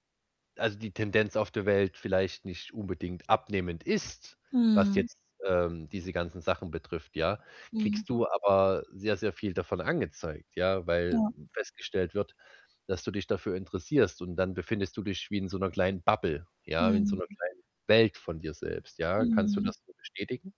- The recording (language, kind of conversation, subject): German, advice, Wie kann ich meine Angst beim Erkunden neuer, unbekannter Orte verringern?
- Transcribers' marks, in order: other background noise; stressed: "ist"; static; in English: "Bubble"; distorted speech